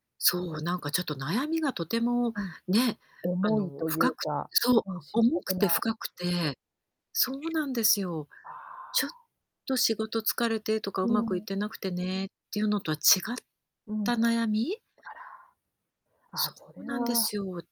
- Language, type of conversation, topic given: Japanese, advice, 悩んでいる友人の話を上手に聞くにはどうすればよいですか？
- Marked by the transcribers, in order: none